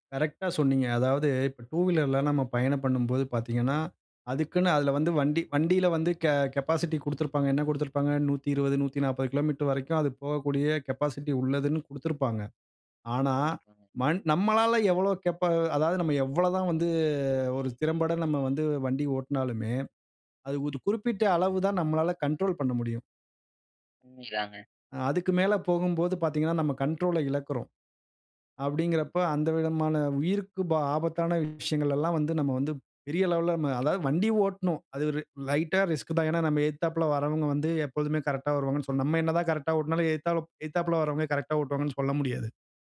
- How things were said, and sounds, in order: horn; other background noise
- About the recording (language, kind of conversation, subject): Tamil, podcast, ஆபத்தை எவ்வளவு ஏற்க வேண்டும் என்று நீங்கள் எப்படி தீர்மானிப்பீர்கள்?